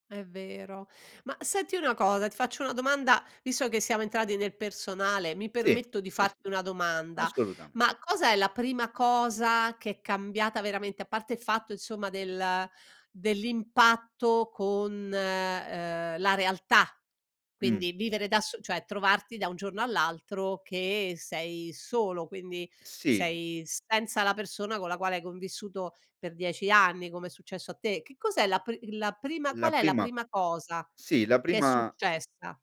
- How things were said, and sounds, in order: none
- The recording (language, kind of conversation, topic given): Italian, podcast, Hai mai vissuto un fallimento che poi si è rivelato una svolta?